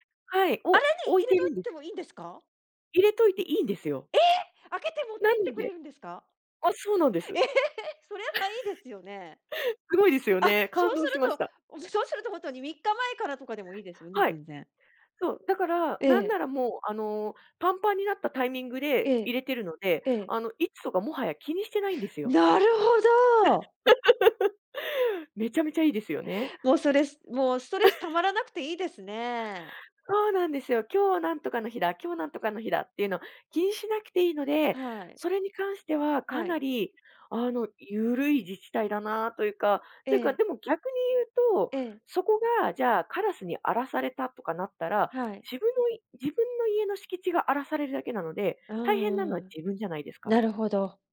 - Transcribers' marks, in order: other background noise; surprised: "あら"; "穴" said as "あら"; surprised: "ええ、開けて持って行ってくれるんですか？"; laughing while speaking: "ええ、それはいいですよね"; chuckle; joyful: "あっ、そうすると、そうすると"; joyful: "なるほど"; laugh; chuckle
- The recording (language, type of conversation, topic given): Japanese, podcast, ゴミ出しや分別はどのように管理していますか？